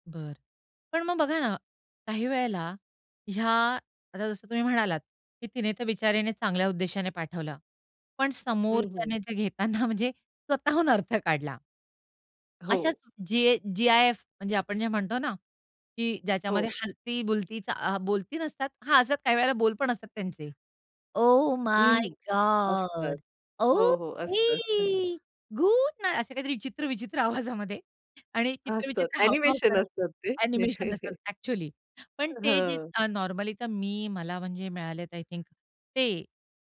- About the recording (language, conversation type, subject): Marathi, podcast, तुम्ही इमोजी आणि GIF कधी आणि का वापरता?
- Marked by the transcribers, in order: laughing while speaking: "घेताना"; other background noise; put-on voice: "ओ माय गॉड, ओके, गुड नाईट"; in English: "ओ माय गॉड"; in English: "गुड नाईट"; chuckle; other noise; chuckle